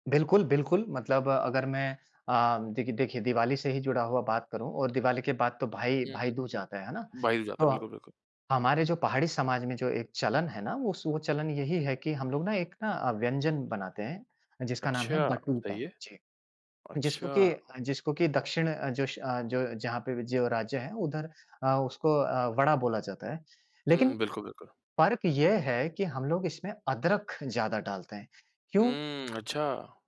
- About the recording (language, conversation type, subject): Hindi, podcast, उन वार्षिक त्योहारों पर मौसम का क्या प्रभाव पड़ता है?
- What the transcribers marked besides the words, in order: none